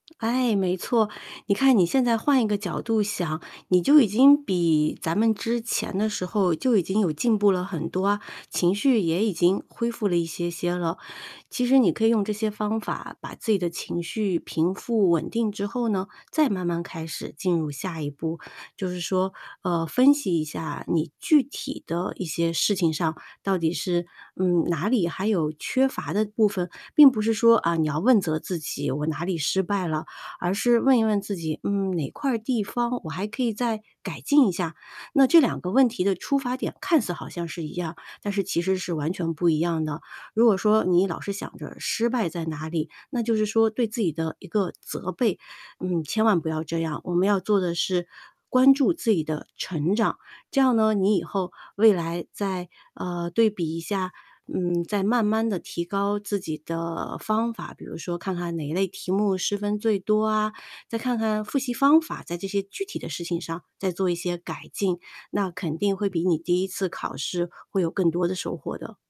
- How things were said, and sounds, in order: other background noise
- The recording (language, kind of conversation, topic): Chinese, advice, 在学业或职业资格考试失败后，我该如何重新找回动力并继续前进？